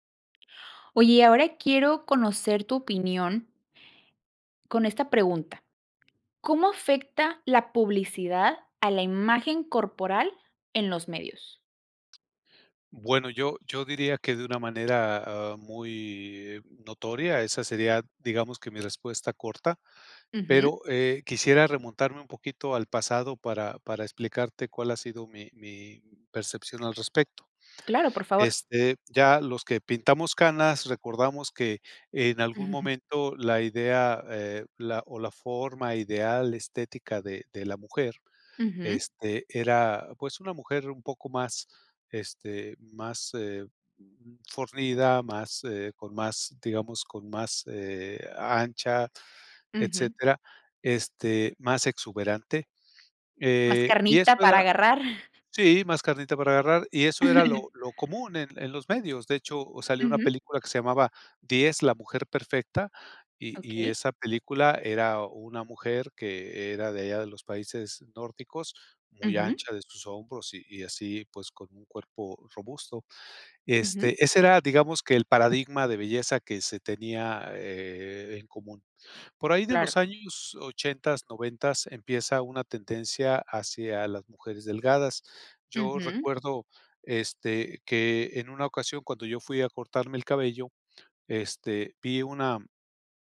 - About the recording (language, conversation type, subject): Spanish, podcast, ¿Cómo afecta la publicidad a la imagen corporal en los medios?
- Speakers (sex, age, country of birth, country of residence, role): female, 25-29, Mexico, Mexico, host; male, 60-64, Mexico, Mexico, guest
- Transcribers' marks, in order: other background noise; chuckle; chuckle; drawn out: "eh"